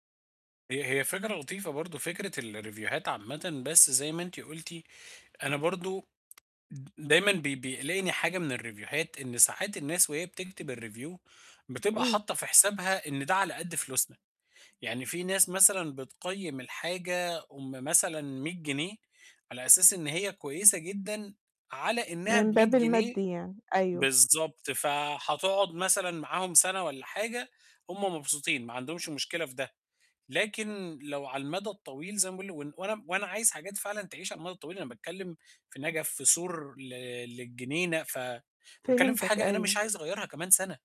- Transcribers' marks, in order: static; in English: "الريفوهات"; tsk; in English: "الريفوهات"; in English: "الReview"
- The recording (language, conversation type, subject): Arabic, advice, إزاي أتعلم أشتري بذكاء عشان أجيب حاجات وهدوم بجودة كويسة وبسعر معقول؟